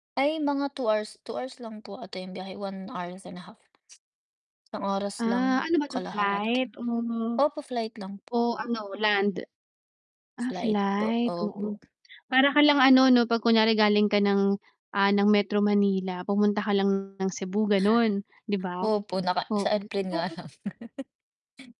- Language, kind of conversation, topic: Filipino, unstructured, Ano ang pinaka-nakakatuwang nangyari sa isang biyahe?
- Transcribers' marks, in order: tapping; drawn out: "Ah"; static; tongue click; distorted speech; chuckle; chuckle